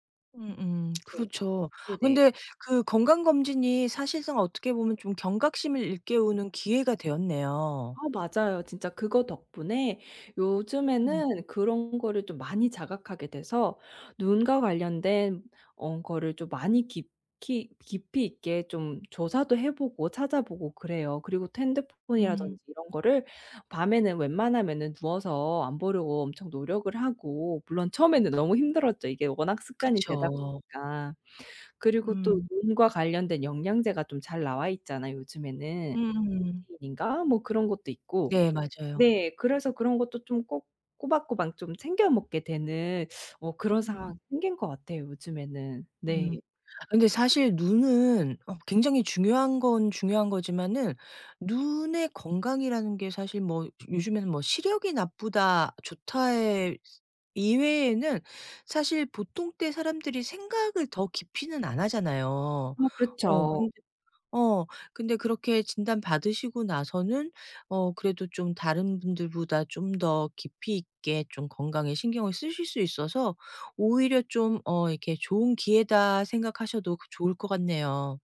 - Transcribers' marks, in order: other background noise; tapping
- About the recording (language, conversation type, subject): Korean, advice, 건강 문제 진단 후 생활습관을 어떻게 바꾸고 계시며, 앞으로 어떤 점이 가장 불안하신가요?